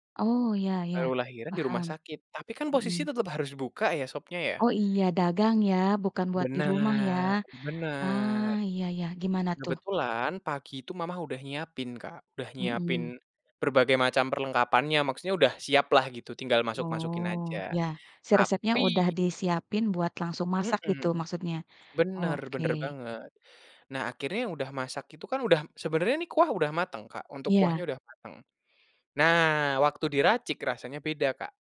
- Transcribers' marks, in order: other background noise
- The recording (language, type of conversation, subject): Indonesian, podcast, Ceritakan makanan rumahan yang selalu bikin kamu nyaman, kenapa begitu?